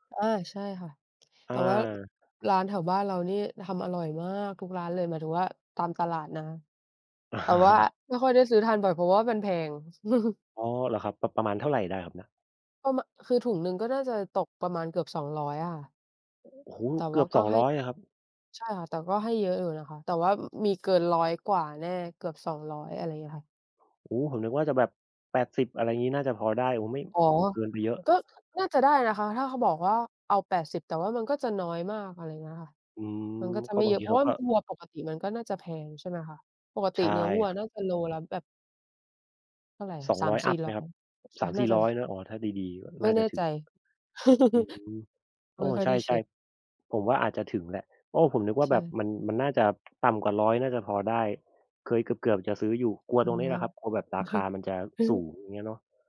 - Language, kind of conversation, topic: Thai, unstructured, คุณชอบอาหารไทยจานไหนมากที่สุด?
- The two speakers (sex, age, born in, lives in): female, 20-24, Thailand, Thailand; male, 30-34, Thailand, Thailand
- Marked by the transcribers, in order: tapping; laughing while speaking: "อา"; chuckle; other background noise; laugh; chuckle